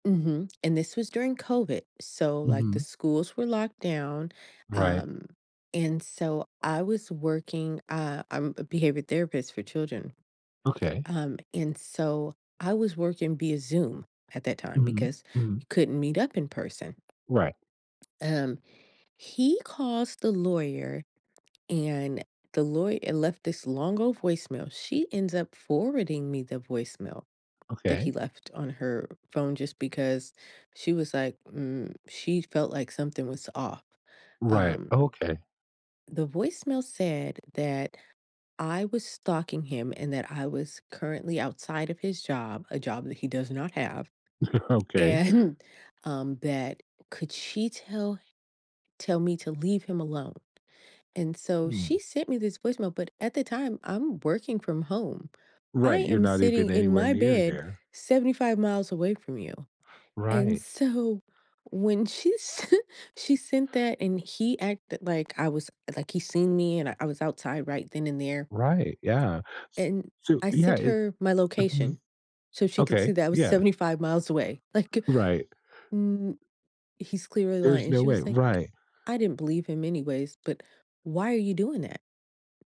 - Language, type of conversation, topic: English, advice, How can I learn to trust again after being betrayed?
- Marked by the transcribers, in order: tapping; other background noise; chuckle; laughing while speaking: "and"; laughing while speaking: "sent"